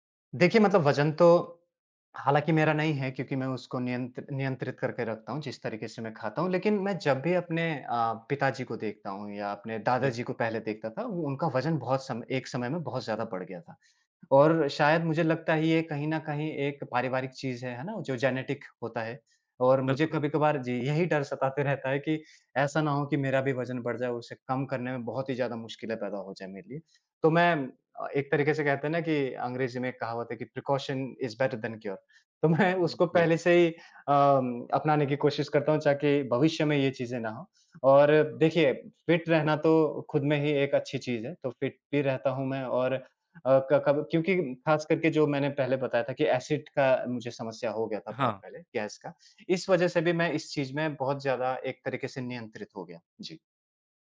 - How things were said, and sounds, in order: in English: "जेनेटिक"; tapping; in English: "प्रिकॉशन इज़ बेटर दैन क्योर"; chuckle; in English: "फ़िट"; in English: "फ़िट"; in English: "एसिड"
- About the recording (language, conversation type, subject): Hindi, podcast, खाने में संतुलन बनाए रखने का आपका तरीका क्या है?